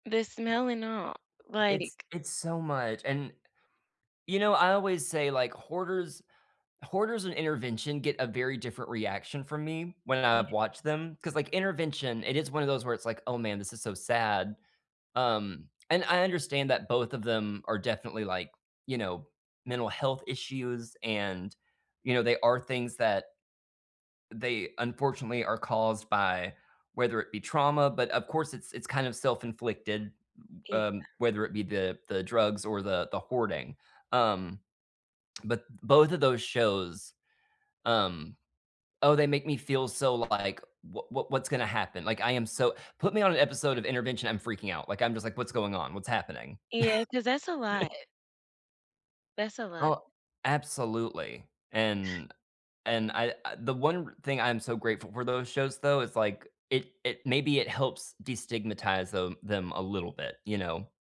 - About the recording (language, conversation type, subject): English, unstructured, If you could make a one-episode cameo on any TV series, which one would you choose, and why would it be the perfect fit for you?
- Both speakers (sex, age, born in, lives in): female, 25-29, United States, United States; male, 35-39, United States, United States
- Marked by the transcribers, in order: other background noise; chuckle